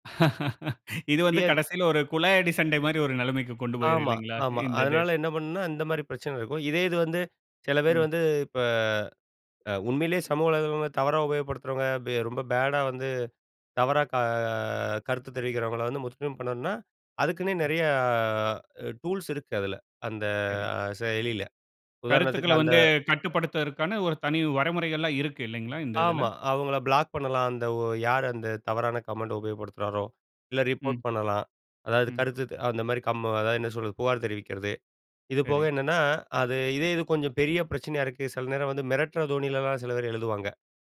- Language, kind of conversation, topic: Tamil, podcast, குறிப்புரைகள் மற்றும் கேலி/தொந்தரவு பதிவுகள் வந்தால் நீங்கள் எப்படி பதிலளிப்பீர்கள்?
- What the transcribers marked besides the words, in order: laugh; drawn out: "க"; in English: "டூல்ஸ்"; in English: "பிளாக்"; in English: "ரிப்போர்ட்"